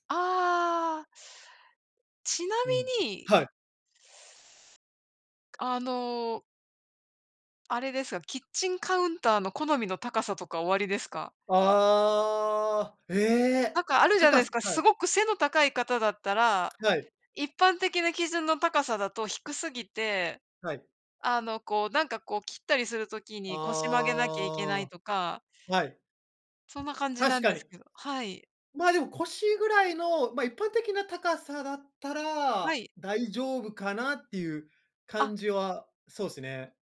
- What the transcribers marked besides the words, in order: other noise
- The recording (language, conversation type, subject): Japanese, unstructured, あなたの理想的な住まいの環境はどんな感じですか？